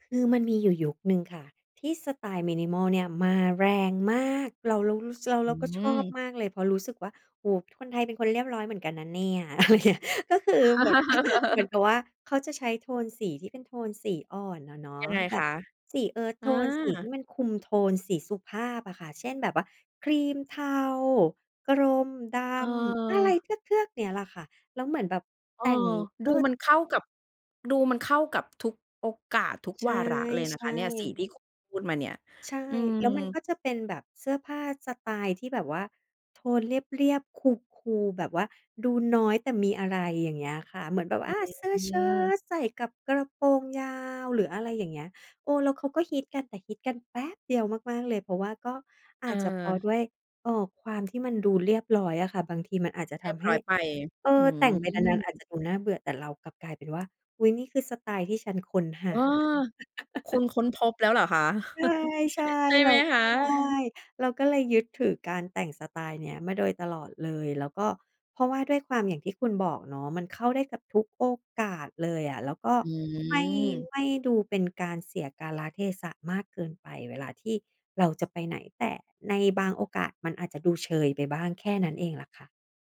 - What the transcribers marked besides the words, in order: laugh; laughing while speaking: "อะไรเงี้ย"; chuckle; in English: "Cool Cool"; laugh; chuckle
- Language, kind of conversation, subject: Thai, podcast, คุณคิดว่าเราควรแต่งตัวตามกระแสแฟชั่นหรือยึดสไตล์ของตัวเองมากกว่ากัน?